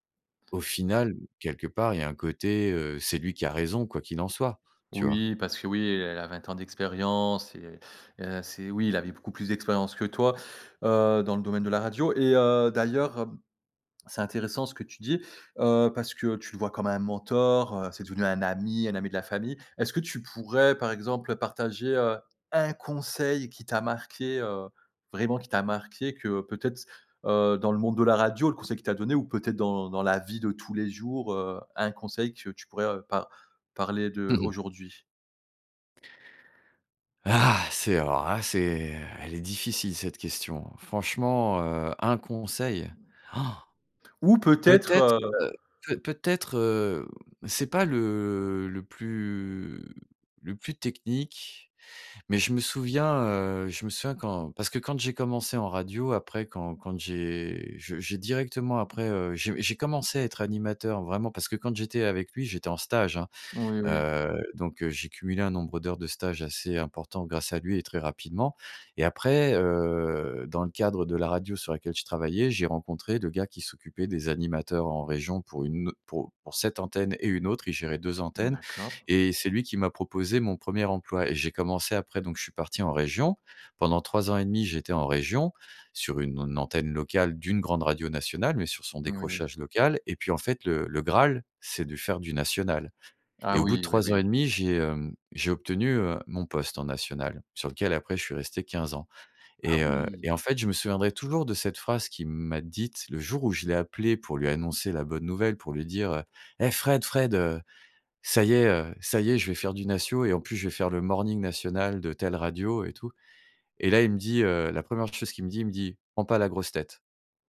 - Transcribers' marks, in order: stressed: "ami"; stressed: "un"; gasp; other background noise; stressed: "graal"; "national" said as "natio"
- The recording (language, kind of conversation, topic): French, podcast, Peux-tu me parler d’un mentor qui a tout changé pour toi ?
- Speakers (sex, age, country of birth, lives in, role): male, 30-34, France, France, host; male, 45-49, France, France, guest